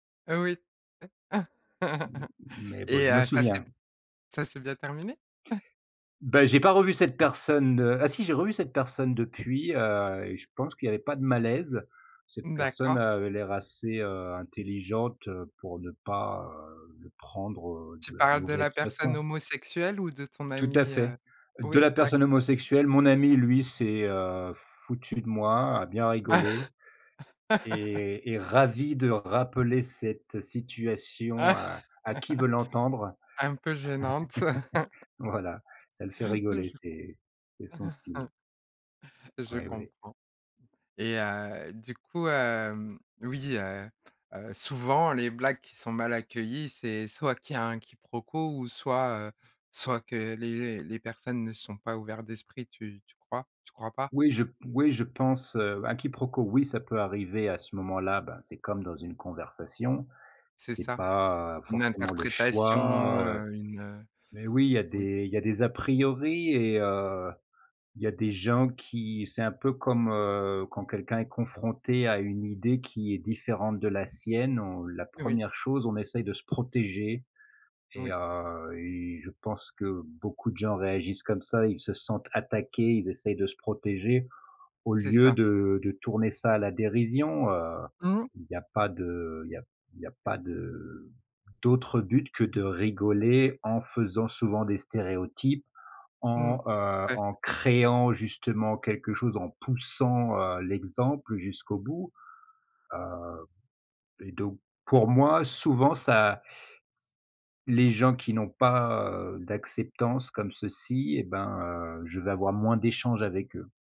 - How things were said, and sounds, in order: laugh; chuckle; laugh; stressed: "ravi"; laugh; laugh; chuckle; unintelligible speech; chuckle; other background noise; stressed: "oui"; tapping; stressed: "créant"; stressed: "poussant"; in English: "acceptance"
- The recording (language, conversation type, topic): French, podcast, Quelle place l’humour occupe-t-il dans tes échanges ?